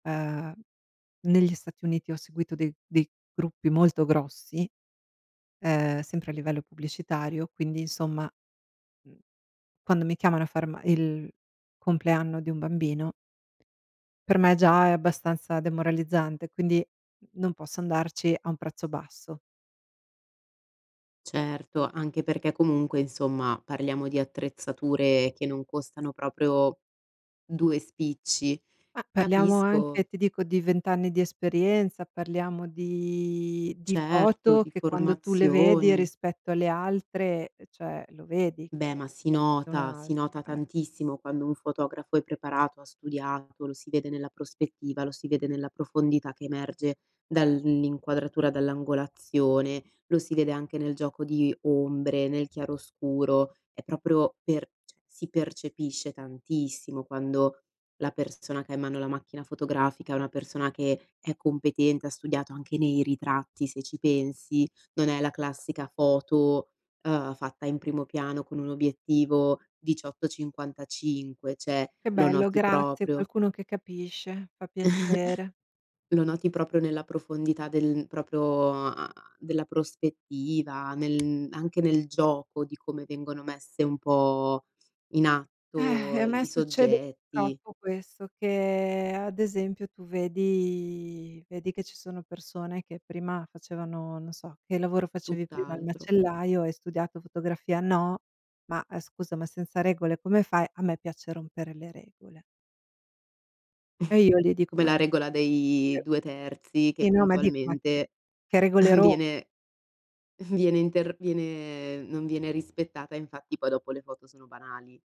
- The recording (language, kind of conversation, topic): Italian, advice, Come posso affrontare la perdita di motivazione verso un lavoro che prima mi piaceva?
- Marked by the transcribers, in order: tapping; drawn out: "di"; "cioè" said as "ceh"; unintelligible speech; "cioè" said as "ceh"; "cioè" said as "ceh"; chuckle; exhale; drawn out: "vedi"; chuckle; unintelligible speech; chuckle